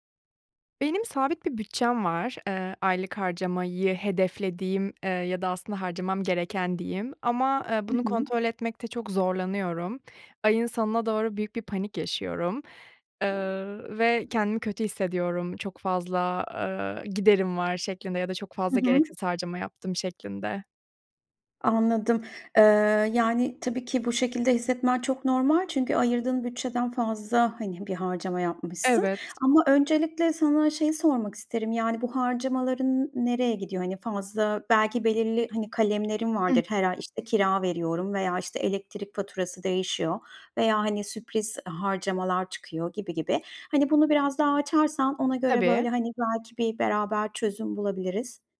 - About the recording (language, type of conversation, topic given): Turkish, advice, Aylık harcamalarımı kontrol edemiyor ve bütçe yapamıyorum; bunu nasıl düzeltebilirim?
- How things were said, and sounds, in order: other background noise